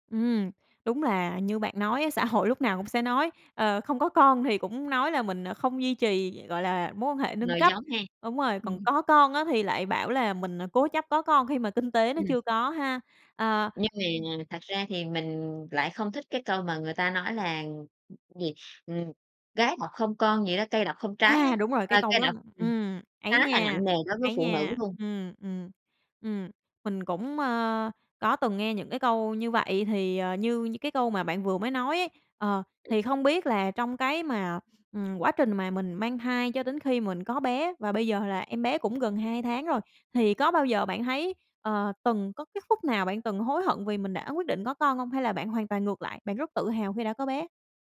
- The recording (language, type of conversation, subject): Vietnamese, podcast, Những yếu tố nào khiến bạn quyết định có con hay không?
- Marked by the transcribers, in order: tapping